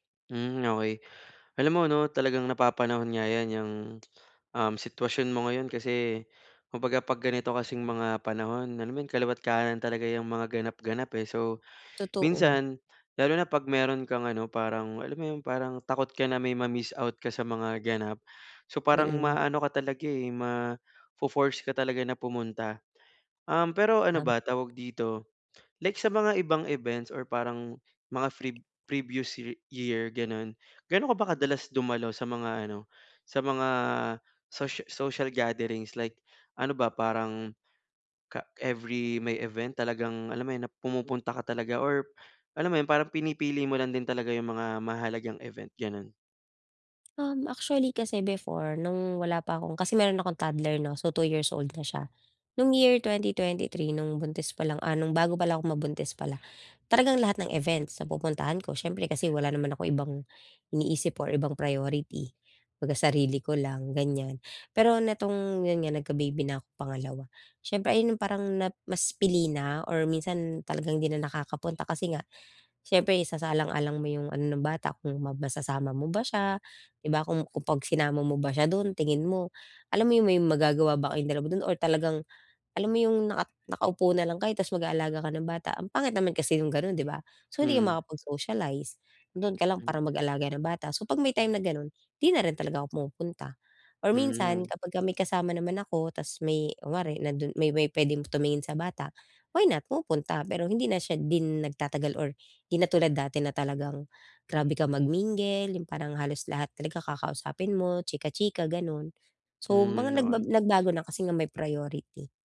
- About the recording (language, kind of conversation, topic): Filipino, advice, Paano ko mababawasan ang pagod at stress tuwing may mga pagtitipon o salu-salo?
- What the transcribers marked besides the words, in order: tapping; other background noise